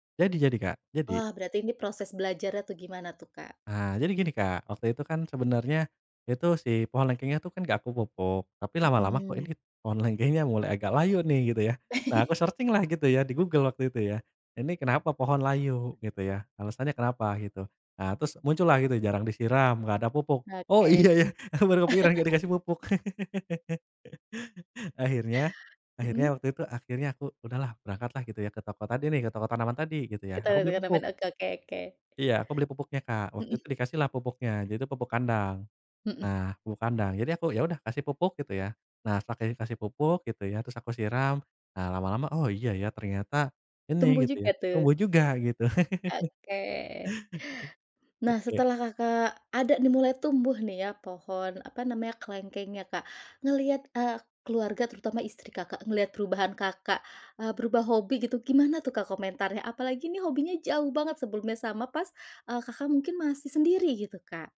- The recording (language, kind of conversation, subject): Indonesian, podcast, Bagaimana cara memulai hobi baru tanpa takut gagal?
- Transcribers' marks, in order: chuckle; in English: "searching"; tapping; laughing while speaking: "iya, ya!"; laugh; other background noise; laugh